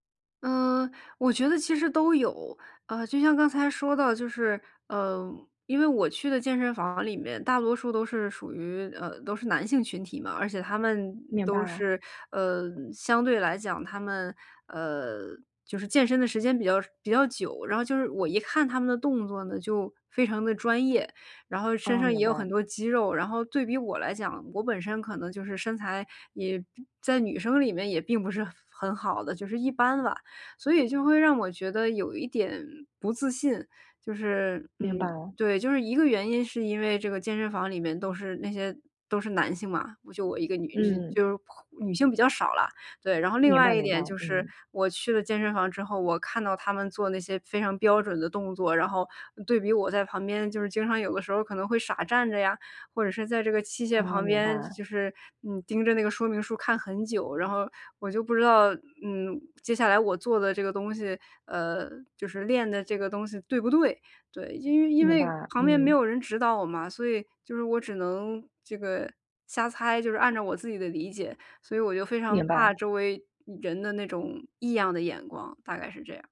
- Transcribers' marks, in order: other background noise
- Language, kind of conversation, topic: Chinese, advice, 如何在健身时建立自信？